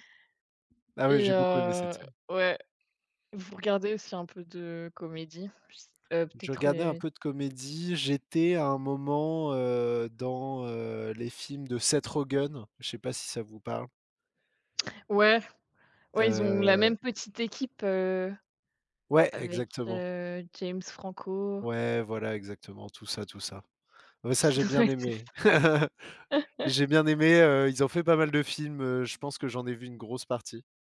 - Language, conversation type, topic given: French, unstructured, Quels critères prenez-vous en compte pour choisir vos films du week-end ?
- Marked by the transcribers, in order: laughing while speaking: "ouais, c'est ça"; laugh; chuckle